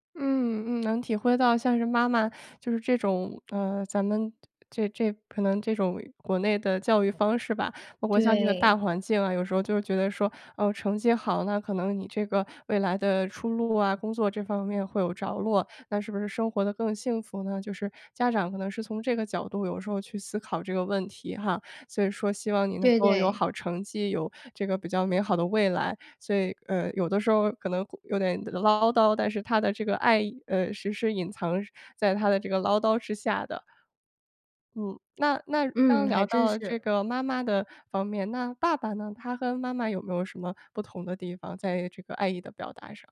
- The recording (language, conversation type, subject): Chinese, podcast, 你小时候最常收到哪种爱的表达？
- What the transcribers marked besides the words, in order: lip smack; lip smack; other background noise